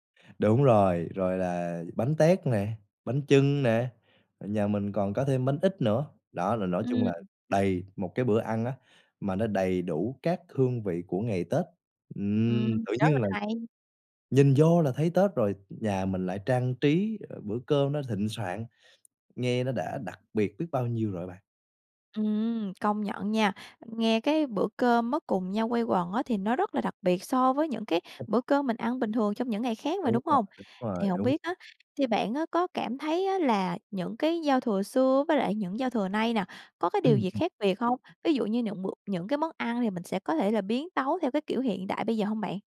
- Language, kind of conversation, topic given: Vietnamese, podcast, Bạn có thể kể về một bữa ăn gia đình đáng nhớ của bạn không?
- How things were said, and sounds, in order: tapping; other background noise